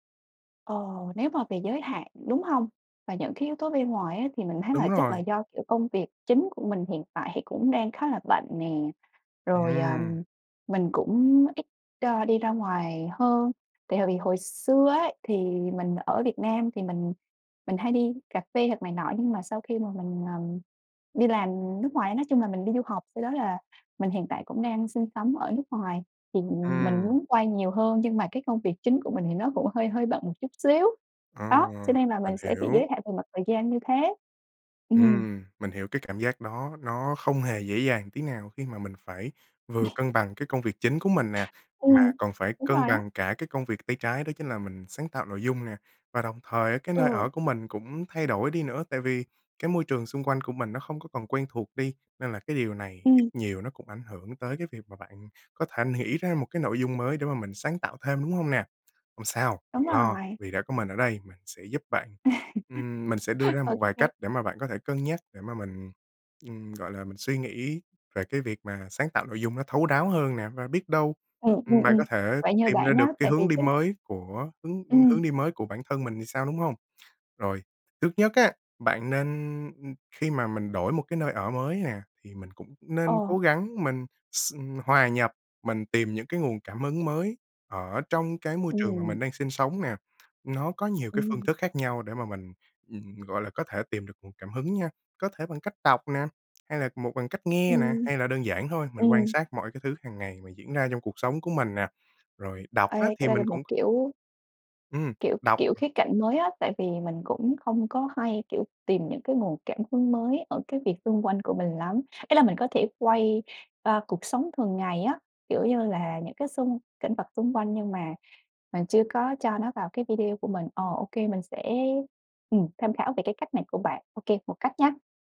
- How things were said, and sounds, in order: tapping; unintelligible speech; laugh; other background noise
- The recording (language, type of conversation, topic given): Vietnamese, advice, Cảm thấy bị lặp lại ý tưởng, muốn đổi hướng nhưng bế tắc